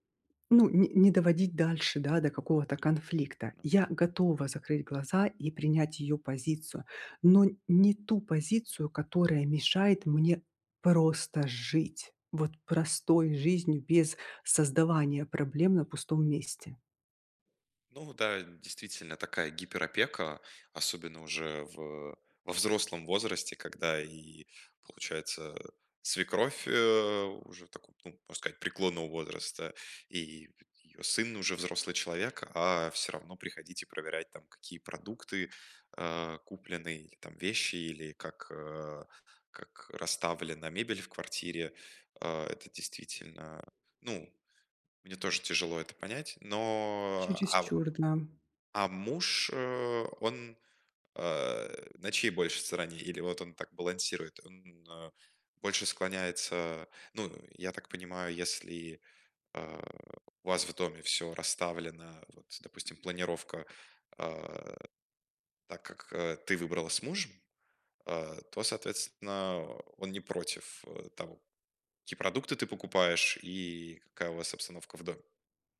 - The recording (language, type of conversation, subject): Russian, advice, Как сохранить хорошие отношения, если у нас разные жизненные взгляды?
- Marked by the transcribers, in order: tapping; other background noise